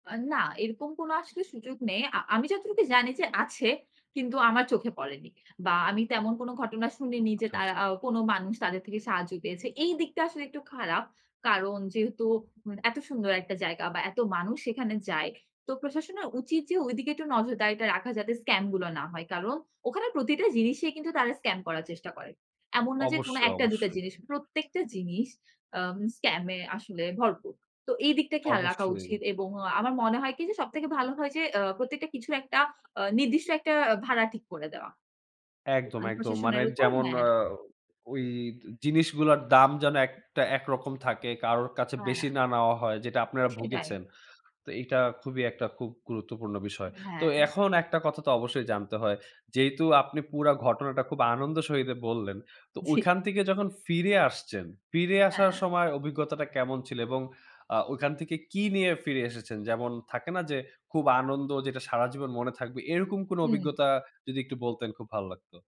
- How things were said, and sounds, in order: none
- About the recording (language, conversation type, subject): Bengali, podcast, একটা স্মরণীয় ভ্রমণের গল্প বলতে পারবেন কি?